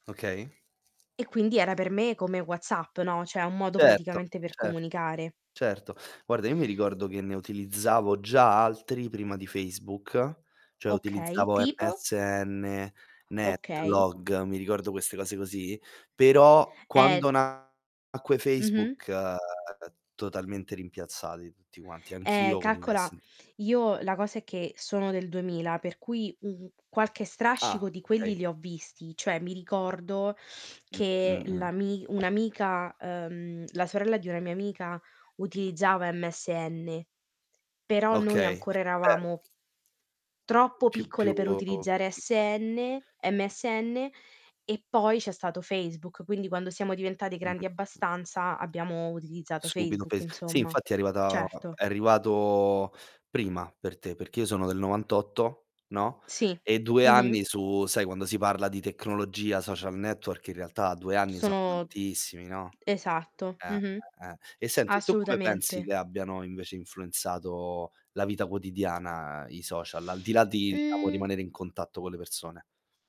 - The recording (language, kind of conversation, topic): Italian, unstructured, Come pensi che la tecnologia abbia cambiato la nostra vita quotidiana?
- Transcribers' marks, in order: distorted speech; other background noise; "cioè" said as "ceh"; static; tapping; unintelligible speech; unintelligible speech; other noise